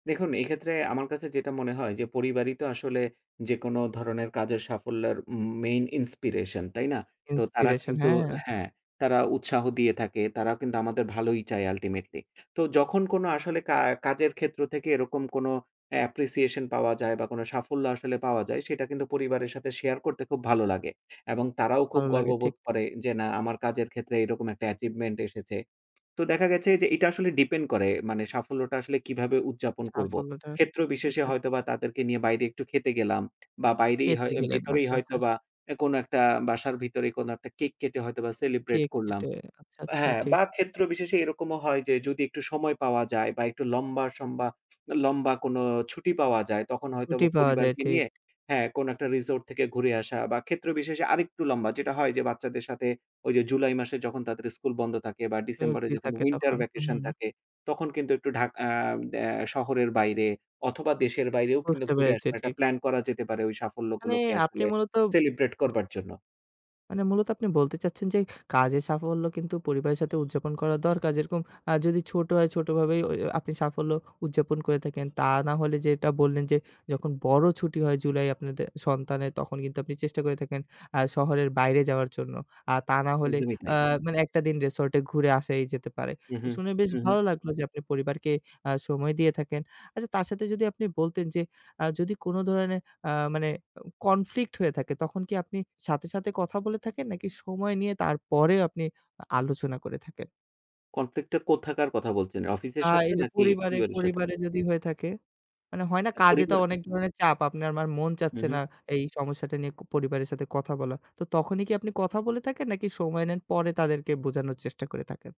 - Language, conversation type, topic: Bengali, podcast, আপনি কীভাবে কাজের উদ্দেশ্যকে পরিবারের প্রত্যাশা ও চাহিদার সঙ্গে সামঞ্জস্য করেছেন?
- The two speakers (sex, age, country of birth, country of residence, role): male, 25-29, Bangladesh, Bangladesh, host; male, 35-39, Bangladesh, Finland, guest
- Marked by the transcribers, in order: tapping; in English: "ultimately"; in English: "appreciation"; in English: "achievement"; other background noise; unintelligible speech; in English: "winter vacation"; horn